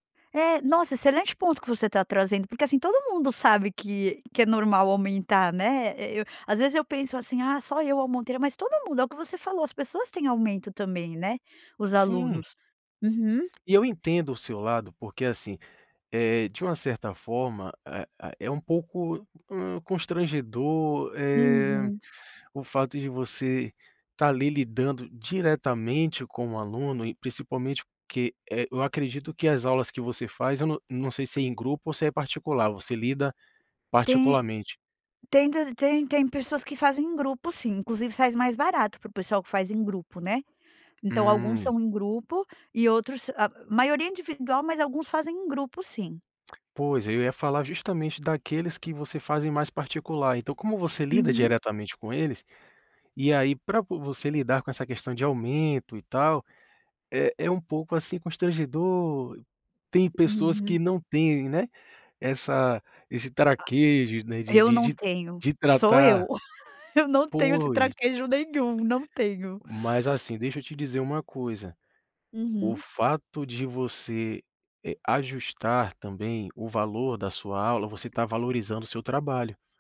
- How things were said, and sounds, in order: "aumentei" said as "aumontei"; tapping; laugh
- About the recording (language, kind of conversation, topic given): Portuguese, advice, Como posso pedir um aumento de salário?